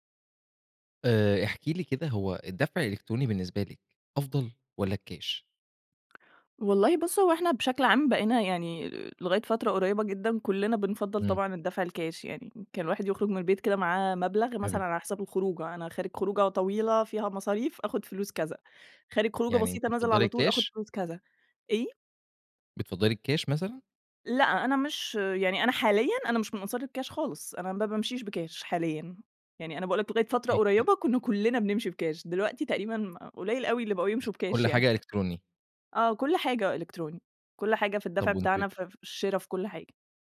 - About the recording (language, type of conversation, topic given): Arabic, podcast, إيه رأيك في الدفع الإلكتروني بدل الكاش؟
- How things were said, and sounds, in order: unintelligible speech; other background noise